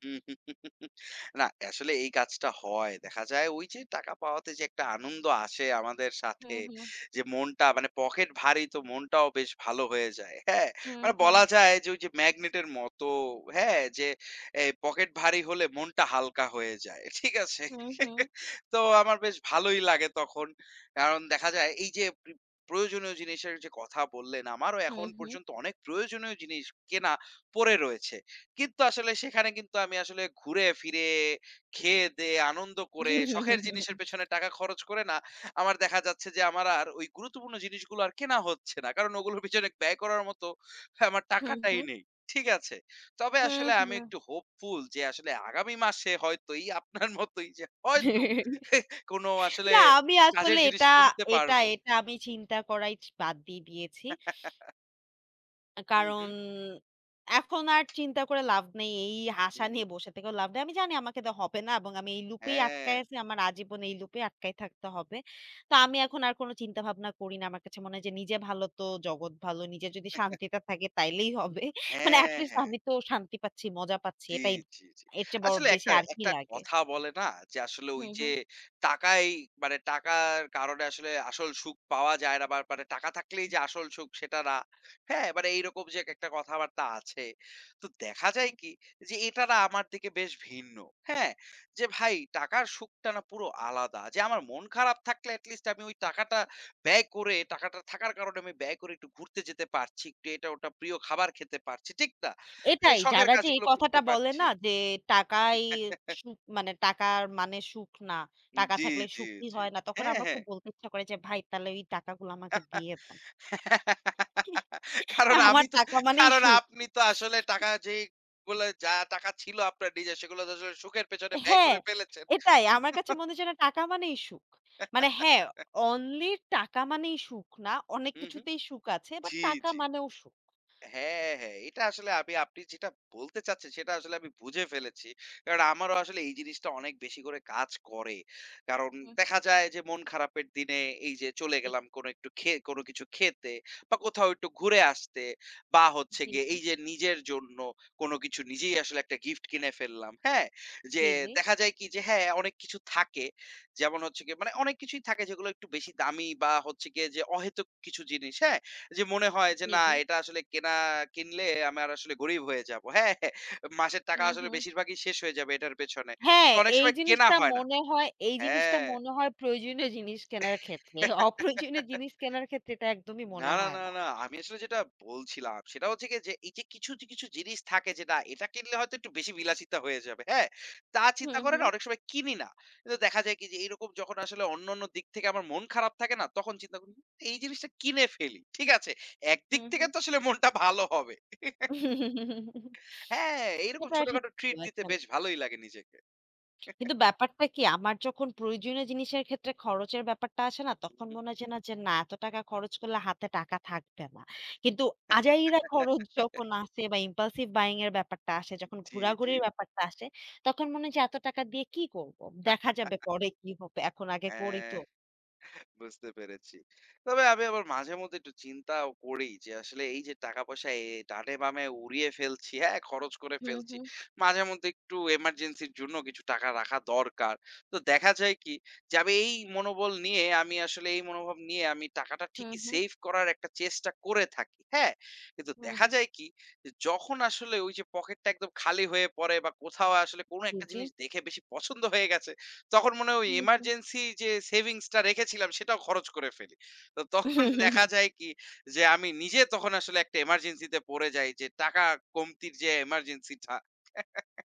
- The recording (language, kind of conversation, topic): Bengali, unstructured, টাকা নিয়ে আপনার সবচেয়ে আনন্দের মুহূর্ত কোনটি?
- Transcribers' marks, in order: chuckle; laugh; chuckle; laugh; stressed: "হয়তো"; laugh; tapping; chuckle; laughing while speaking: "তাইলেই হবে"; chuckle; put-on voice: "টাকাগুলো আমাকে দিয়ে দেন"; giggle; laughing while speaking: "কারণ আমি তো, কারণ আপনি … ব্যয় করে ফেলেছেন"; chuckle; laughing while speaking: "আমার টাকা মানেই সুখ"; chuckle; chuckle; other background noise; laughing while speaking: "হ্যাঁ"; chuckle; chuckle; laughing while speaking: "অপ্রয়োজনীয় জিনিস"; laughing while speaking: "একদিক থেকে তো আসলে মনটা ভালো হবে"; chuckle; in English: "ট্রিট"; chuckle; chuckle; in English: "ইমপালসিভ বায়িং"; chuckle; trusting: "বুঝতে পেরেছি"; in English: "এমার্জেন্সি"; chuckle; laughing while speaking: "তখন দেখা যায় কি"; in English: "এমার্জেন্সি"; in English: "এমার্জেন্সি"; chuckle